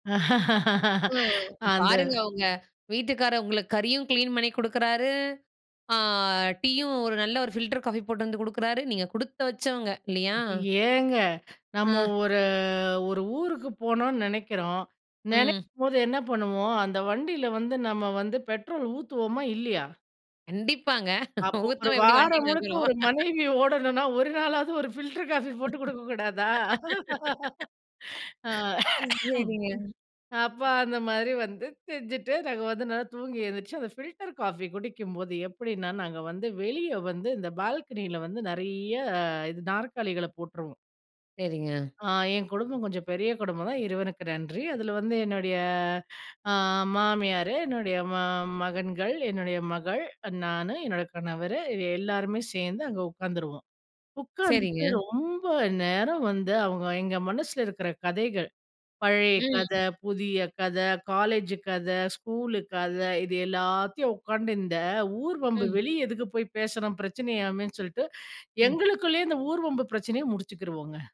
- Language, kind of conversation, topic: Tamil, podcast, உங்கள் பிடித்த பொழுதுபோக்கு என்ன, அதைப் பற்றிக் கொஞ்சம் சொல்ல முடியுமா?
- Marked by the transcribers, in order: laugh; drawn out: "ஆ"; drawn out: "ஏங்க"; drawn out: "ஒரு"; laughing while speaking: "கண்டிப்பாங்க. ஊத்தாம எப்படி வண்டி நகுரும்?"; laughing while speaking: "ஒரு மனைவி ஓடனும்னா, ஒரு நாளாவது … நல்லா தூங்கி எழுந்திரிச்சு"; laugh; laugh; cough; other background noise